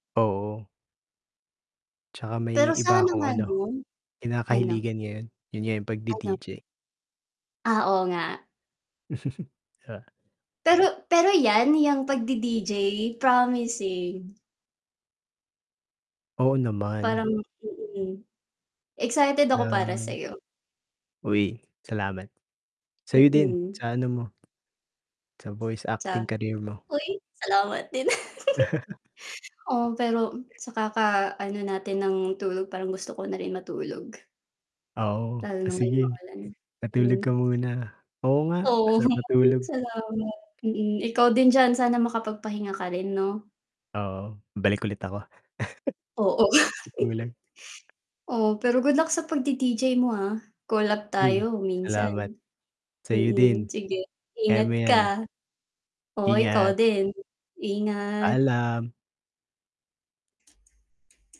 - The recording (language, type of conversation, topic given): Filipino, unstructured, Ano ang hilig mong gawin kapag may libreng oras ka?
- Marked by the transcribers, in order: static; distorted speech; chuckle; tapping; other background noise; put-on voice: "uy salamat din"; chuckle; chuckle; unintelligible speech